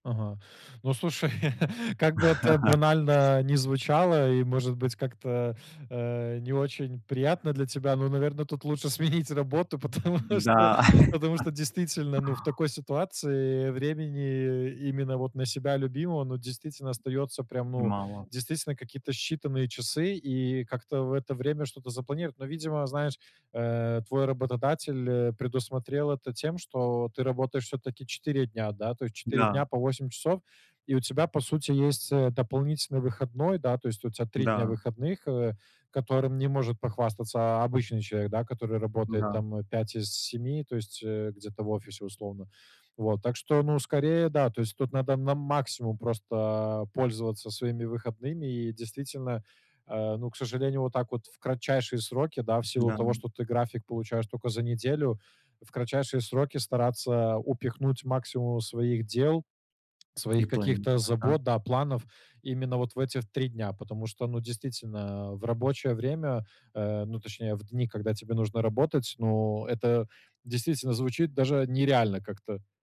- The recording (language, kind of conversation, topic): Russian, advice, Как лучше распределять работу и личное время в течение дня?
- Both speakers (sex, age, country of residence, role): male, 25-29, Poland, advisor; male, 35-39, Netherlands, user
- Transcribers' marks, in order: laugh; other background noise; laughing while speaking: "Потому что"; laugh